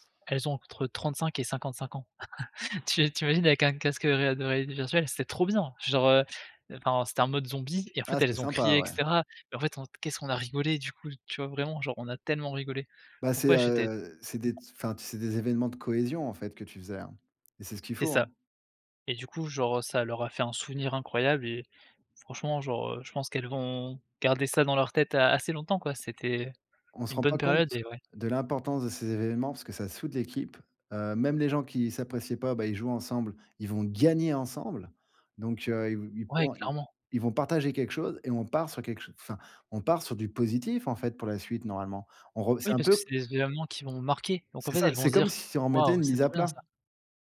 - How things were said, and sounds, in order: laugh; stressed: "tellement"; stressed: "gagner"; stressed: "marquer"
- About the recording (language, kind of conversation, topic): French, podcast, Comment reconnaître un bon manager ?